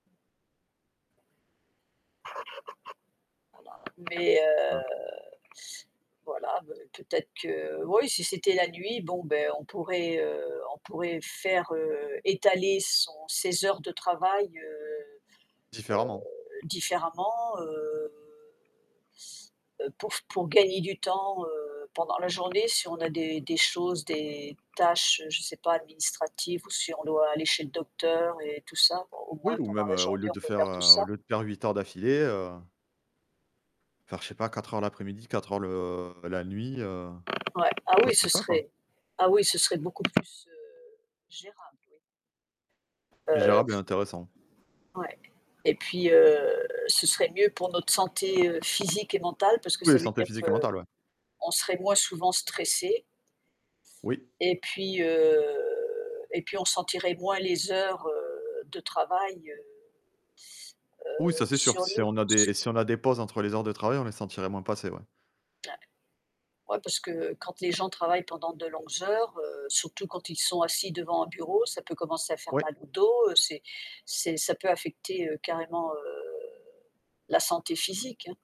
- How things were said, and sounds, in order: static; other background noise; distorted speech; drawn out: "heu"; unintelligible speech; drawn out: "heu"; tapping; drawn out: "heu"; unintelligible speech
- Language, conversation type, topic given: French, unstructured, Préféreriez-vous ne jamais avoir besoin de dormir ou ne jamais avoir besoin de manger ?
- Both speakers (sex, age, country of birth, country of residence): female, 65-69, France, United States; male, 35-39, France, France